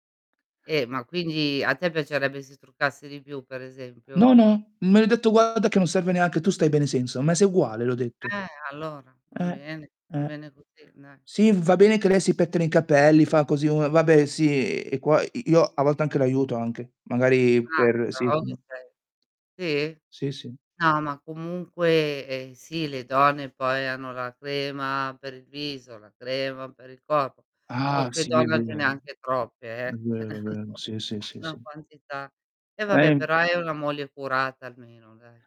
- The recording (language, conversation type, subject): Italian, unstructured, Cosa pensi delle nuove regole sul lavoro da casa?
- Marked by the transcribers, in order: distorted speech; "pettina" said as "pettena"; tapping; "Qualche" said as "qualque"; chuckle; other background noise